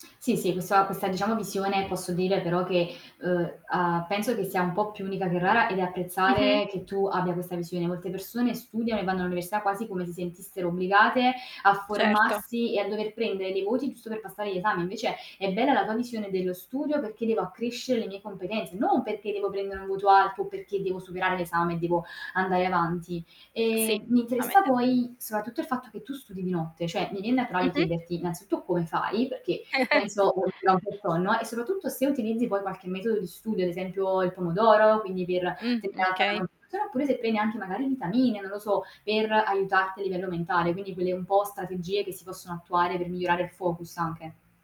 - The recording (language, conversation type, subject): Italian, podcast, Che cosa ti motiva a rimetterti a studiare quando perdi la voglia?
- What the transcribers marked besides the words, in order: static; other background noise; tongue click; distorted speech; "soprattutto" said as "sorattutto"; chuckle; unintelligible speech; unintelligible speech; tapping